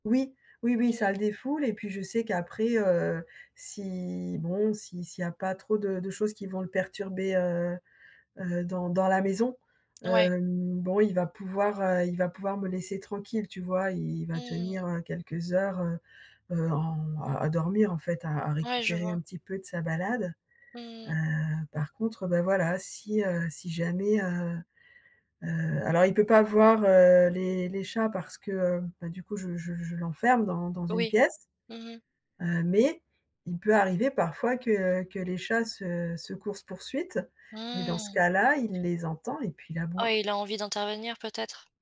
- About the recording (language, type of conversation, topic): French, advice, Comment décrirais-tu ton espace de travail à la maison quand il y a du bruit ?
- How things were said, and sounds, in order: stressed: "mais"; other background noise